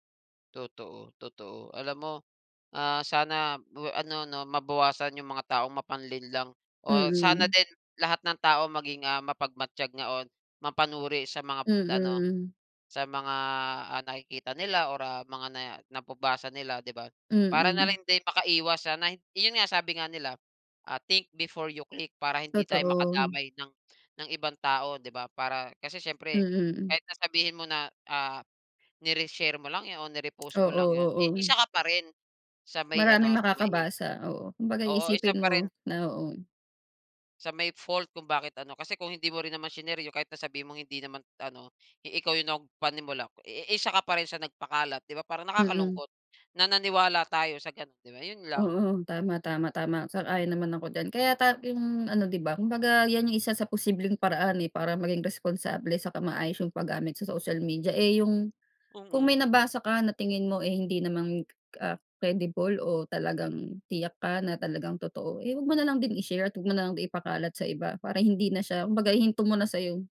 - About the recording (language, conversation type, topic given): Filipino, unstructured, Ano ang palagay mo sa epekto ng midyang panlipunan sa balita ngayon?
- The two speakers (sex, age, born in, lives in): female, 35-39, Philippines, Philippines; male, 35-39, Philippines, Philippines
- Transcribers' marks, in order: tapping; in English: "Think before you click"